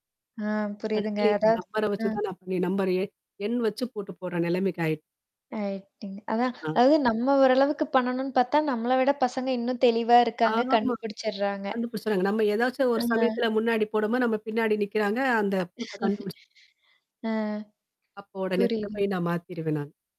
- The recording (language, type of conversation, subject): Tamil, podcast, தொலைபேசி பயன்பாடும் சமூக ஊடகங்களும் உங்களை எப்படி மாற்றின?
- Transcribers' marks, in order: static; distorted speech; unintelligible speech; tapping; unintelligible speech; other background noise; mechanical hum; unintelligible speech; laugh; laughing while speaking: "ஆ"; unintelligible speech